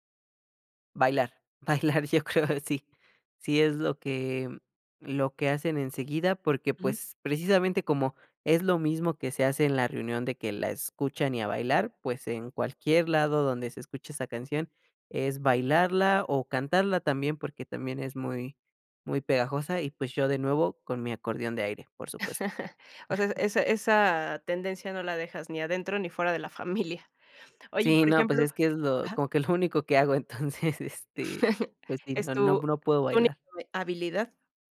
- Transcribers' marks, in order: laughing while speaking: "yo creo sí"; chuckle; chuckle; laughing while speaking: "como que lo único que hago entonces"; chuckle; tapping
- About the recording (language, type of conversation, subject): Spanish, podcast, ¿Qué canción siempre suena en reuniones familiares?